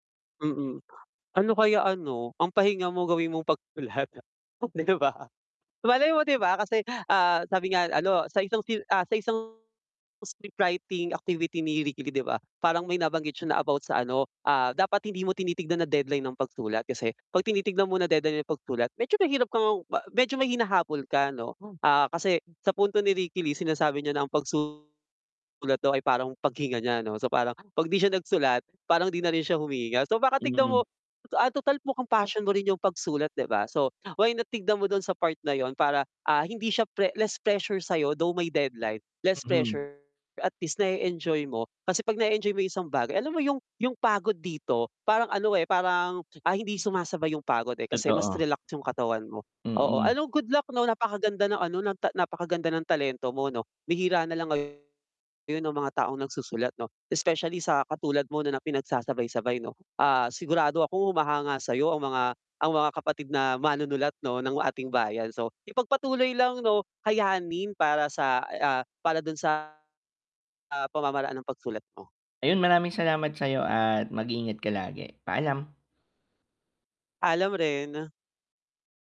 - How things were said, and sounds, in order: wind; distorted speech; laughing while speaking: "ba"
- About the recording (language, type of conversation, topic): Filipino, advice, Paano ko masisiguro na may nakalaang oras ako para sa paglikha?